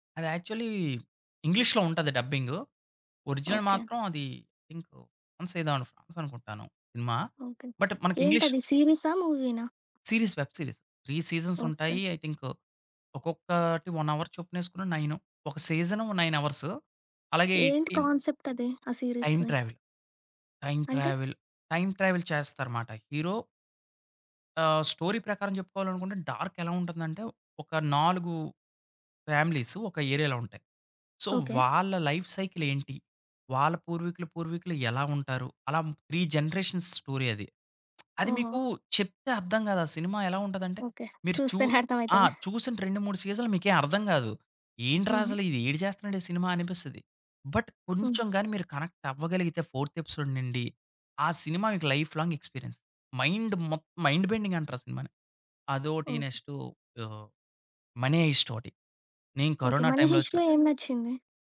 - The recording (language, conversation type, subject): Telugu, podcast, ఫిల్మ్ లేదా టీవీలో మీ సమూహాన్ని ఎలా చూపిస్తారో అది మిమ్మల్ని ఎలా ప్రభావితం చేస్తుంది?
- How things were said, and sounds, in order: in English: "యాక్చువలీ ఇంగ్లీష్‌లో"; in English: "ఒరిజినల్"; unintelligible speech; in English: "బట్"; other background noise; in English: "ఇంగ్లీష్"; in English: "సీరీస్, వెబ్ సీరీస్. త్రీ సీజన్స్"; in English: "ఐ థింక్"; in English: "వన్ అవర్"; in English: "నైన్ అవర్స్"; in English: "కాన్సెప్ట్"; in English: "టైమ్ ట్రావెల్. టైమ్ ట్రావెల్, టైమ్ ట్రావెల్"; in English: "స్టోరీ"; in English: "డార్క్"; in English: "ఏరియాలో"; in English: "సో"; in English: "లైఫ్ సైకిల్"; in English: "త్రీ జనరేషన్స్ స్టోరీ"; laughing while speaking: "చూస్తేనే అర్థమయితదా?"; in English: "బట్"; in English: "కనెక్ట్"; in English: "ఫోర్త్ ఎపిసోడ్"; in English: "లైఫ్ లాంగ్ ఎక్స్‌పీరియన్స్. మైండ్"; in English: "మైండ్"; tapping; in English: "మనీ హైస్ట్"; in English: "టైమ్‌లో"; in English: "మనీ హిస్ట్‌లో"